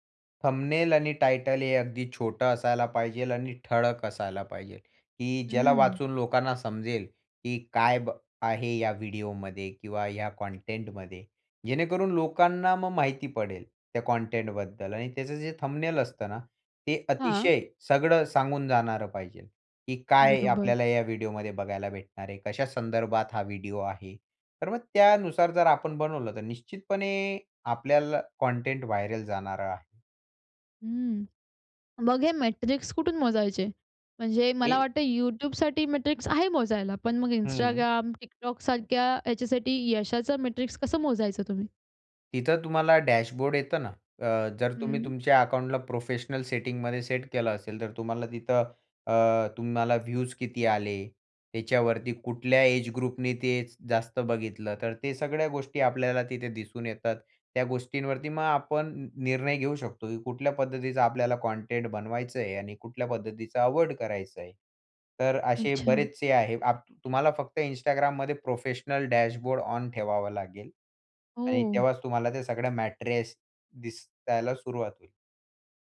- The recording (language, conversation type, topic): Marathi, podcast, लोकप्रिय होण्यासाठी एखाद्या लघुचित्रफितीत कोणत्या गोष्टी आवश्यक असतात?
- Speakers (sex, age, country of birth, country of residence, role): female, 20-24, India, India, host; male, 20-24, India, India, guest
- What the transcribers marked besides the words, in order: in English: "थंबनेल"; in English: "थंबनेल"; other background noise; in English: "मेट्रिक्स"; in English: "मेट्रिक्स"; in English: "मेट्रिक्स"; in English: "डॅशबोर्ड"; in English: "प्रोफेशनल डॅशबोर्ड ऑन"; tapping; in English: "मॅट्रेस"